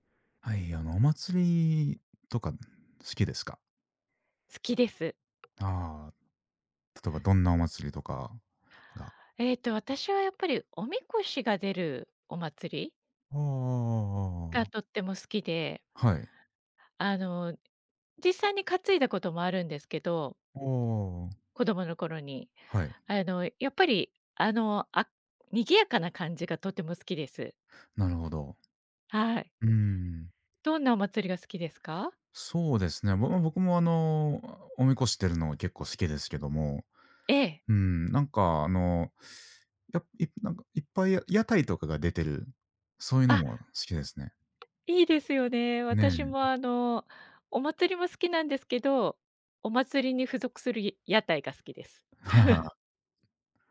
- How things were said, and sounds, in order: tapping; chuckle
- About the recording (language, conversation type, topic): Japanese, unstructured, お祭りに行くと、どんな気持ちになりますか？